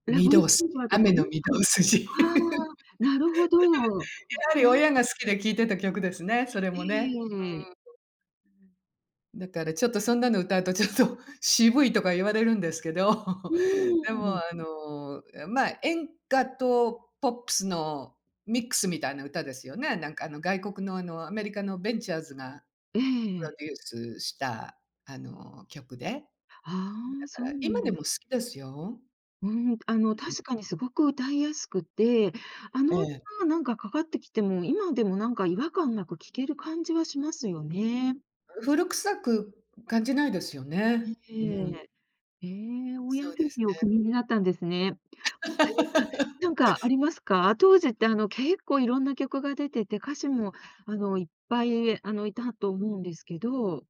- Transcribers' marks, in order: laughing while speaking: "御堂筋"; chuckle; unintelligible speech; tapping; unintelligible speech; laughing while speaking: "ちょっと"; laughing while speaking: "けど"; chuckle; laugh; other background noise
- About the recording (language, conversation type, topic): Japanese, podcast, 親から受け継いだ音楽の思い出はありますか？